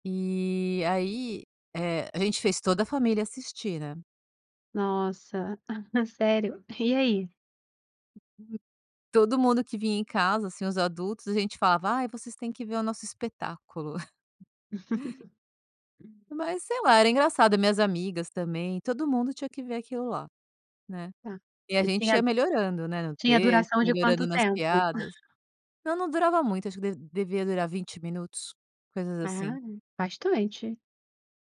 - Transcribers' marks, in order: laugh; other noise; giggle; laugh; laugh
- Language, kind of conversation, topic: Portuguese, podcast, Que aventuras você inventava com os amigos na rua ou no quintal quando era criança?